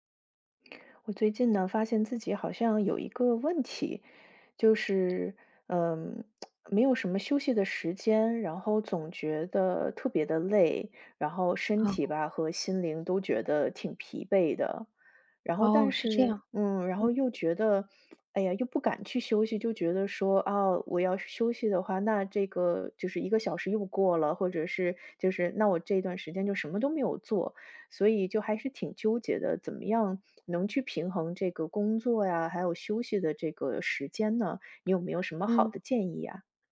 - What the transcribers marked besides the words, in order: other background noise; tsk; tsk
- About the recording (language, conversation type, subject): Chinese, advice, 我总觉得没有休息时间，明明很累却对休息感到内疚，该怎么办？